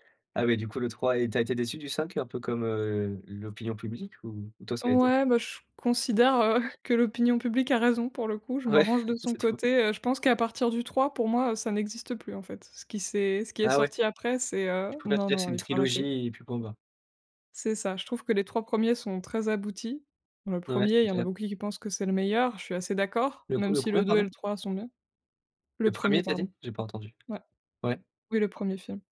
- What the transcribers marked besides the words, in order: chuckle; laughing while speaking: "Ouais"
- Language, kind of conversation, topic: French, podcast, Comment choisis-tu ce que tu regardes sur une plateforme de streaming ?